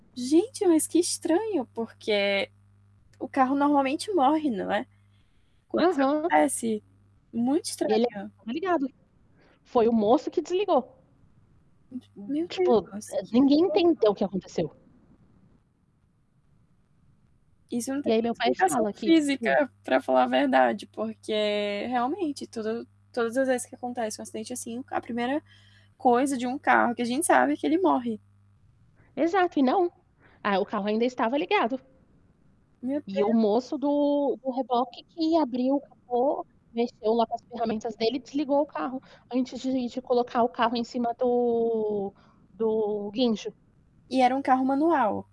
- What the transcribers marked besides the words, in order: mechanical hum; static; distorted speech; tapping; other background noise; unintelligible speech
- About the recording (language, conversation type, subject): Portuguese, podcast, Você já escapou por pouco de um acidente grave?
- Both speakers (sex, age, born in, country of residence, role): female, 25-29, Brazil, Belgium, host; female, 30-34, Brazil, Portugal, guest